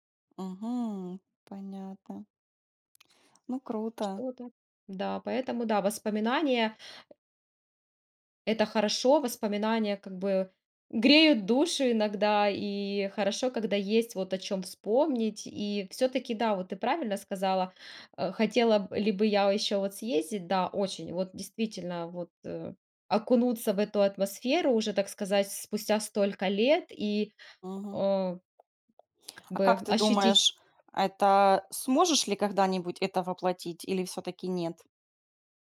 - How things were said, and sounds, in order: tapping
- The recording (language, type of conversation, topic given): Russian, podcast, Какое место на природе тебе особенно дорого и почему?